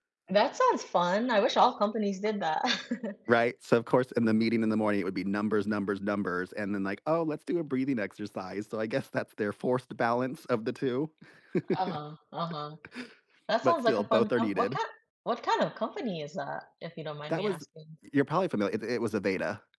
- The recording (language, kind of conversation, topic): English, unstructured, How do planning and improvisation each contribute to success at work?
- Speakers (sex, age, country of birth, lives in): female, 30-34, Philippines, United States; male, 35-39, United States, United States
- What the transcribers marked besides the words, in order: tapping; chuckle; other background noise; laugh